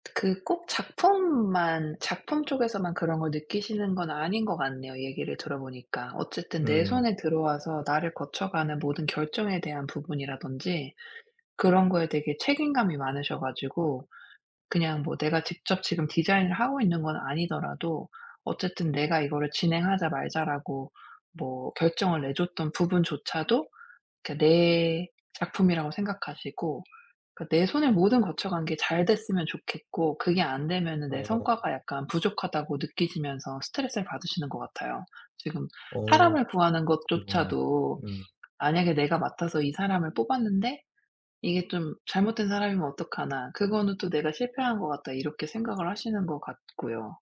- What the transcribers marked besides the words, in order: none
- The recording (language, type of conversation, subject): Korean, advice, 일할 때 성과와 제 자아가치가 너무 연결되는데, 어떻게 분리할 수 있을까요?